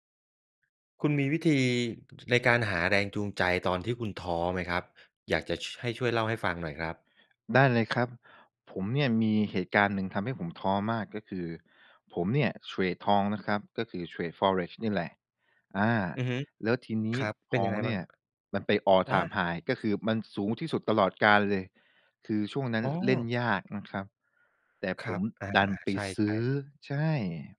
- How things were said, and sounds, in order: other background noise; in English: "All Time High"
- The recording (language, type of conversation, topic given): Thai, podcast, ทำยังไงถึงจะหาแรงจูงใจได้เมื่อรู้สึกท้อ?